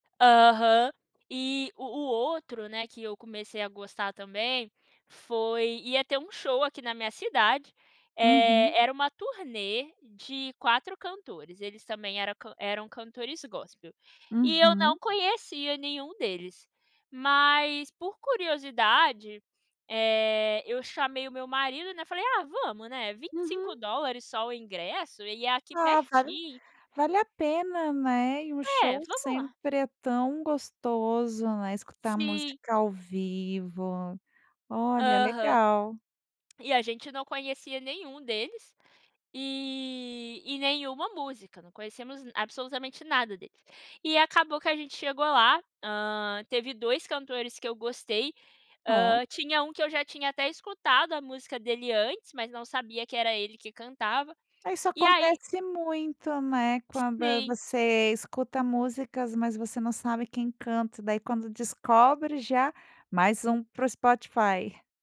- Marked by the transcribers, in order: none
- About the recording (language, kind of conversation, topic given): Portuguese, podcast, Tem algum artista que você descobriu por acaso e virou fã?